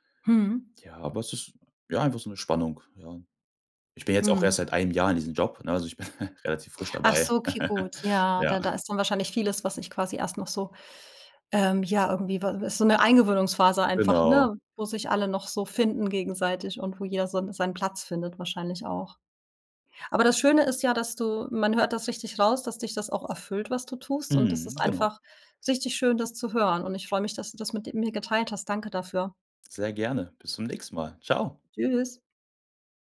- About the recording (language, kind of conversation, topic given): German, podcast, Wie findest du eine gute Balance zwischen Arbeit und Freizeit?
- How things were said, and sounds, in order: laugh